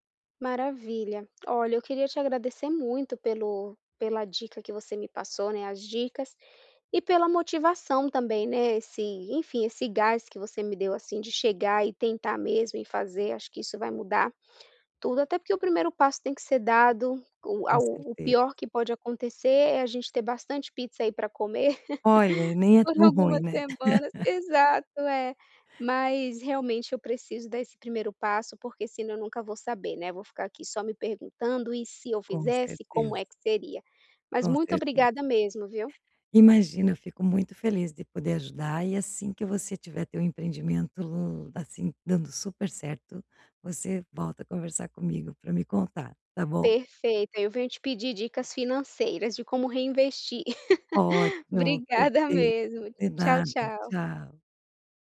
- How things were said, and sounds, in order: tapping; laugh; laugh; other background noise; laugh
- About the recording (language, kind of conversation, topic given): Portuguese, advice, Como lidar com a incerteza ao mudar de rumo na vida?